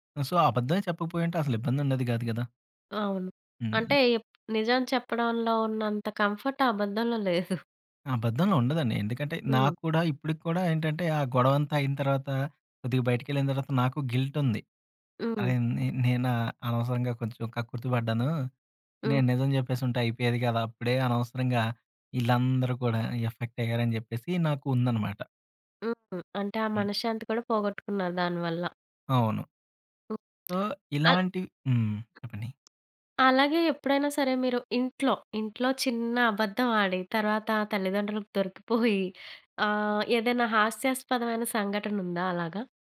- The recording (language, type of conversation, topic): Telugu, podcast, చిన్న అబద్ధాల గురించి నీ అభిప్రాయం ఏంటి?
- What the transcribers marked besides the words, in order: in English: "సో"; in English: "కంఫర్ట్"; chuckle; tapping; in English: "గిల్ట్"; in English: "ఎఫెక్ట్"; other background noise; in English: "సో"